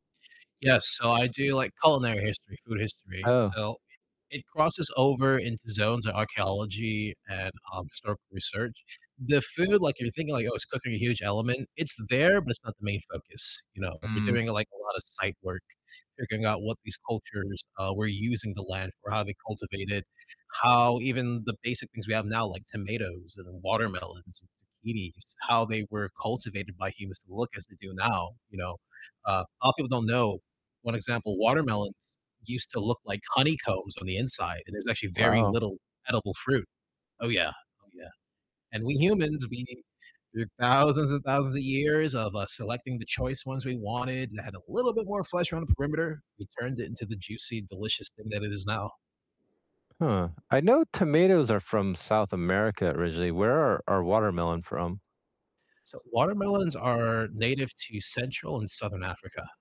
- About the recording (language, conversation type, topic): English, unstructured, How do you think technology changes the way we learn?
- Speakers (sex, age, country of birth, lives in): male, 20-24, United States, United States; male, 50-54, United States, United States
- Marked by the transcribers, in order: distorted speech